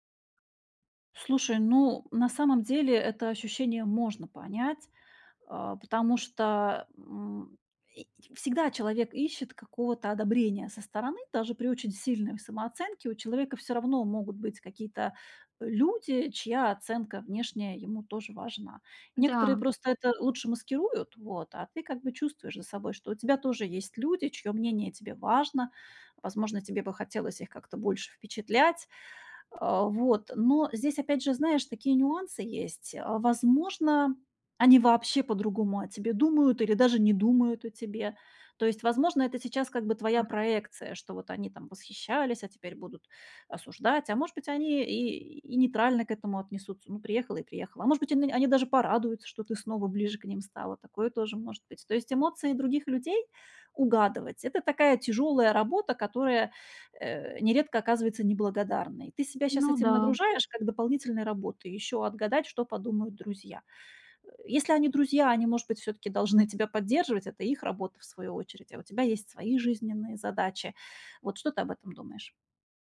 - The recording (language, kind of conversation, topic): Russian, advice, Как мне перестать бояться оценки со стороны других людей?
- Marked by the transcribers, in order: tapping